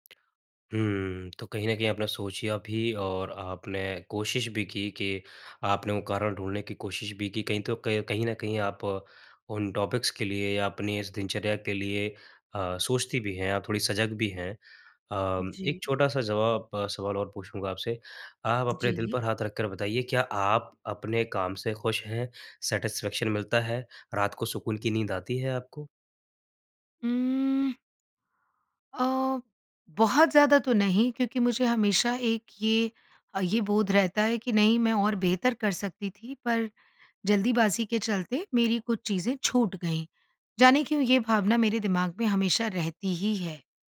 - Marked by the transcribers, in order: in English: "टॉपिक्स"; in English: "सैटिस्फैक्शन"
- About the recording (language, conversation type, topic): Hindi, advice, दिनचर्या की खराब योजना के कारण आप हमेशा जल्दी में क्यों रहते हैं?